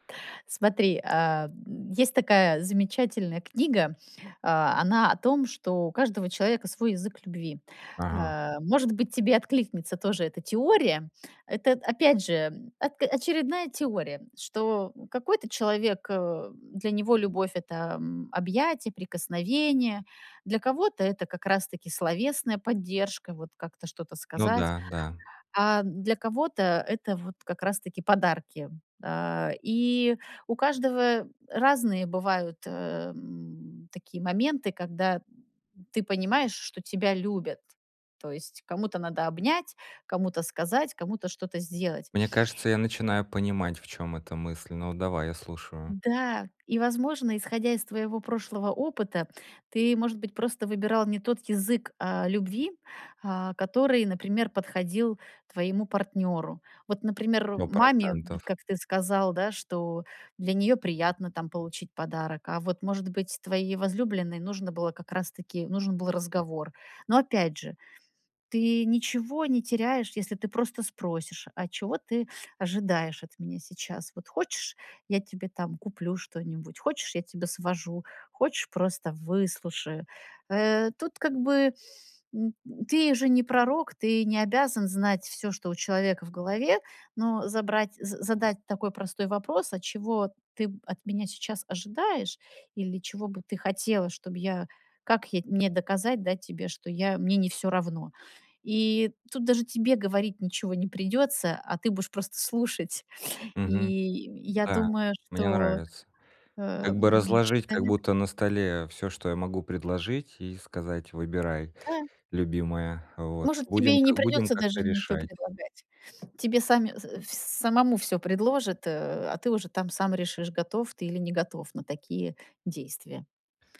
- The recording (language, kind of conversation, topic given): Russian, advice, Как мне быть более поддерживающим другом в кризисной ситуации и оставаться эмоционально доступным?
- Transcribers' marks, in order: tapping; "будешь" said as "бушь"